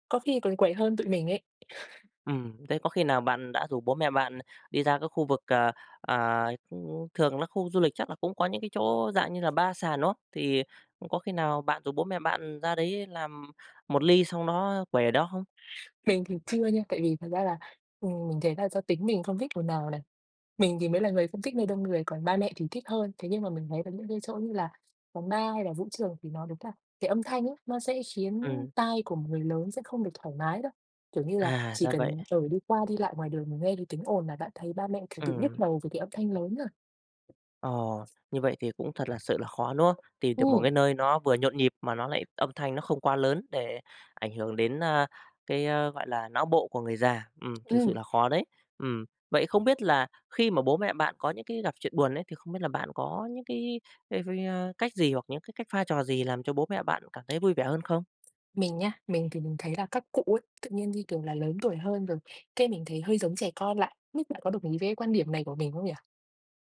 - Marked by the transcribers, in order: tapping; other noise; other background noise; unintelligible speech
- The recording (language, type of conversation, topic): Vietnamese, podcast, Làm thế nào để tạo không khí vui vẻ trong gia đình?
- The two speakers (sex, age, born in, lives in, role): female, 25-29, Vietnam, Vietnam, guest; male, 35-39, Vietnam, Vietnam, host